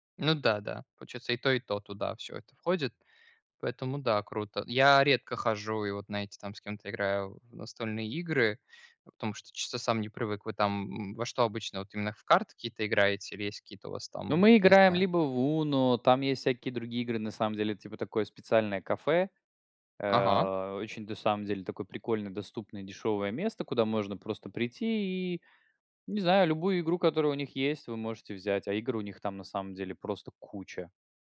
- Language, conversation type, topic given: Russian, unstructured, Какие простые способы расслабиться вы знаете и используете?
- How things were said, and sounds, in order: none